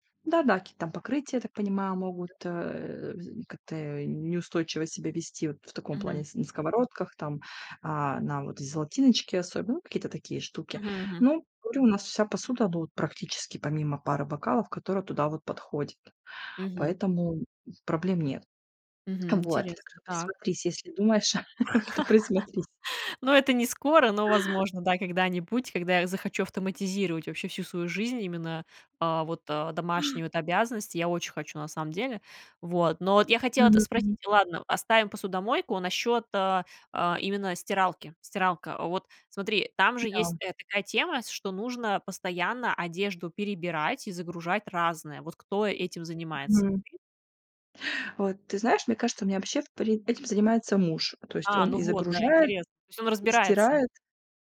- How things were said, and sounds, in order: other noise; tapping; other background noise; laugh; chuckle
- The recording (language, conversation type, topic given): Russian, podcast, Как вы делите домашние обязанности между членами семьи?